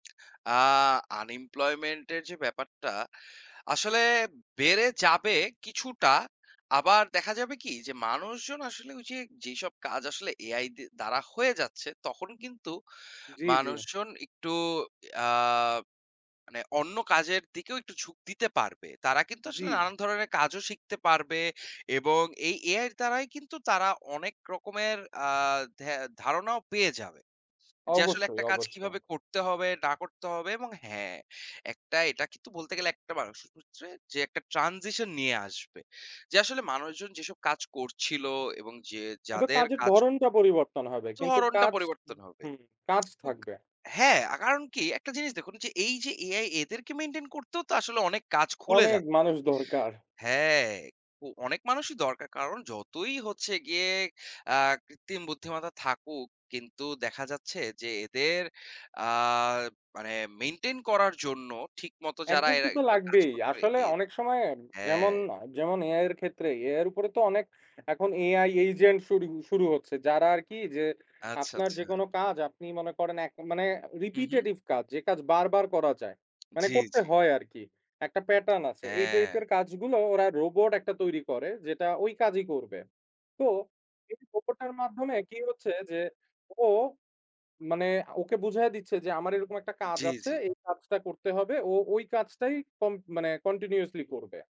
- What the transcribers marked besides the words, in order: in English: "আনএমপ্লয়মেন্ট"; in English: "ট্রানজিশন"; tongue click; in English: "রিপিটেটিভ"; in English: "কন্টিনিউয়াসলি"
- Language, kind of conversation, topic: Bengali, unstructured, কৃত্রিম বুদ্ধিমত্তা কীভাবে আমাদের ভবিষ্যৎ গঠন করবে?